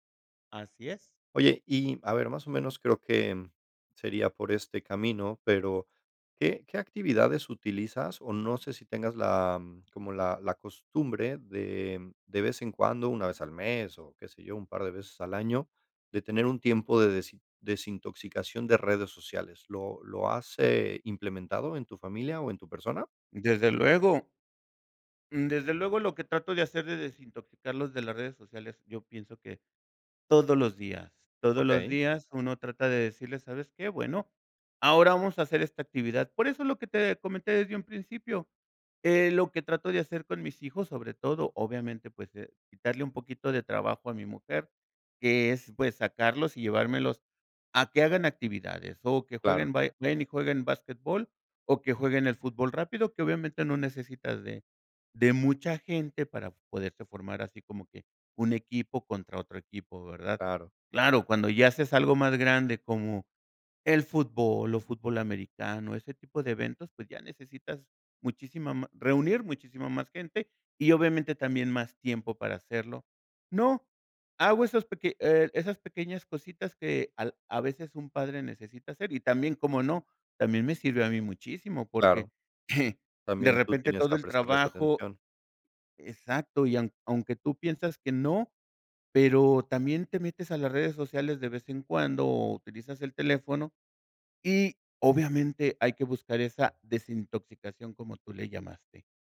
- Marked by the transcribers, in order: chuckle
- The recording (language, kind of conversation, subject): Spanish, podcast, ¿Qué haces cuando te sientes saturado por las redes sociales?